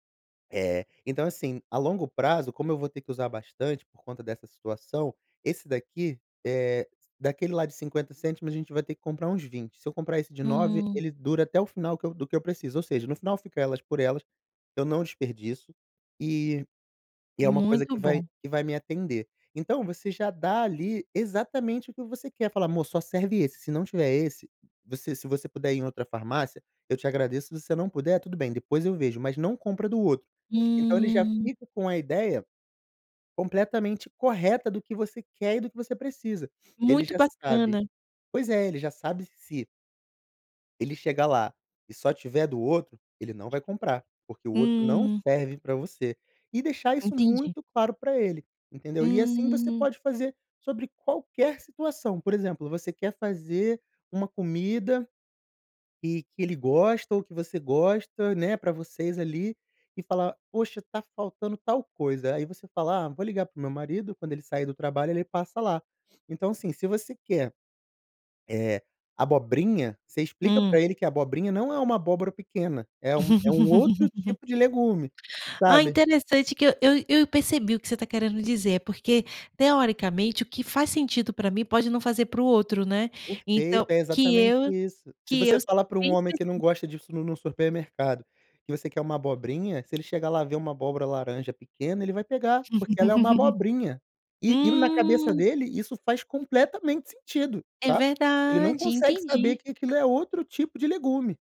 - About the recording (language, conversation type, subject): Portuguese, advice, Como posso expressar minhas necessidades emocionais ao meu parceiro com clareza?
- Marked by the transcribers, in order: tapping; laugh; unintelligible speech; laugh